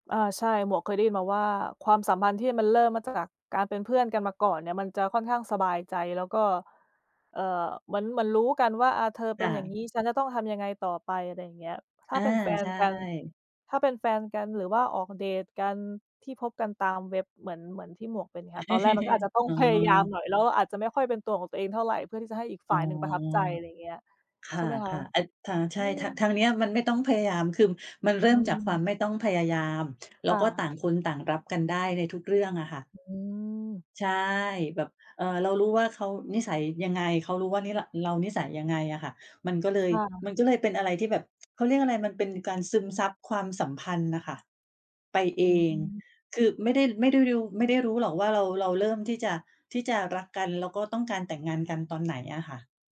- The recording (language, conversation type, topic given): Thai, unstructured, คุณคิดว่าอะไรทำให้ความรักยืนยาว?
- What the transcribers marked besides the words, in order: other background noise; background speech; chuckle; tapping